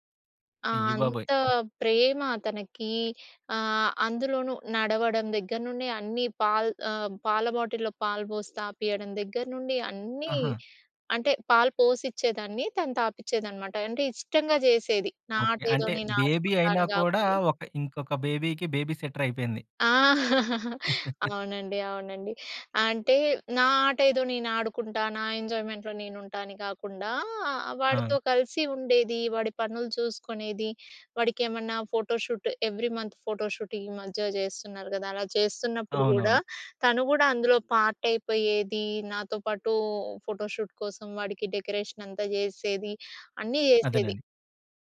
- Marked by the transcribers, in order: in English: "బాటిల్లో"; in English: "బేబీ"; in English: "బేబీ‌కి బేబీ"; chuckle; in English: "ఎంజాయ్‌మెంట్‌లో"; in English: "ఫోటో షూట్ ఎవ్రీ మంత్ ఫోటో షూటింగ్"; in English: "ఫోటో షూట్"; in English: "డెకరేషన్"
- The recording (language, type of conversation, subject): Telugu, podcast, ఇంటి పనుల్లో కుటుంబ సభ్యులను ఎలా చేర్చుకుంటారు?